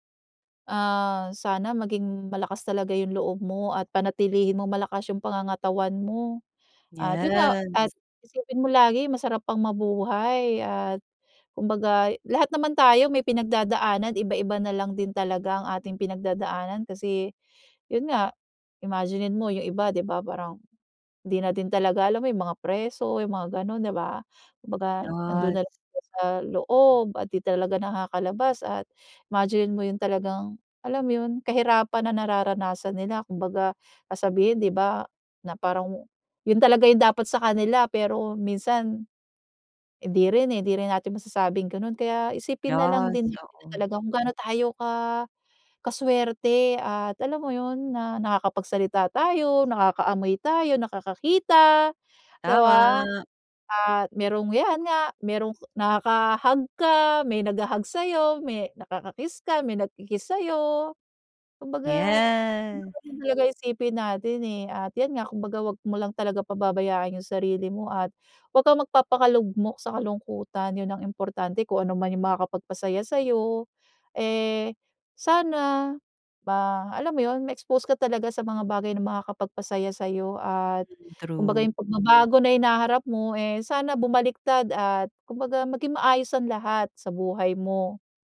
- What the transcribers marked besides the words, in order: "Yes" said as "yas"; "Yes" said as "yas"; drawn out: "Tama"; drawn out: "Yeah"; in English: "ma-expose"; tapping
- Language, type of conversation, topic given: Filipino, podcast, Ano ang pinakamalaking pagbabago na hinarap mo sa buhay mo?